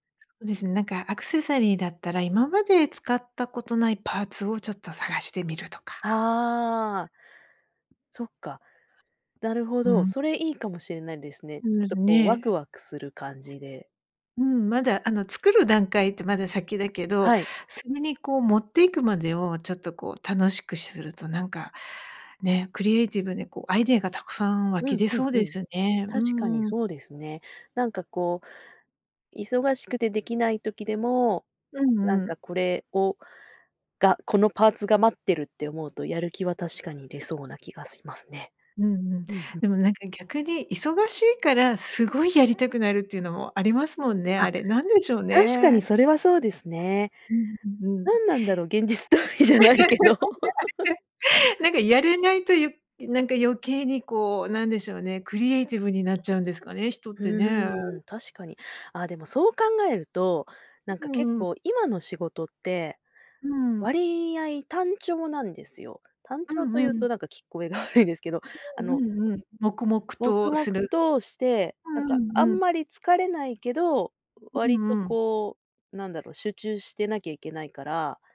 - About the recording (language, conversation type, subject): Japanese, advice, 創作を習慣にしたいのに毎日続かないのはどうすれば解決できますか？
- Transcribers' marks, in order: tapping; other background noise; laughing while speaking: "現実逃避じゃないけど"; laugh; laughing while speaking: "どんであげて"; laugh; laughing while speaking: "聞こえが悪いですけど"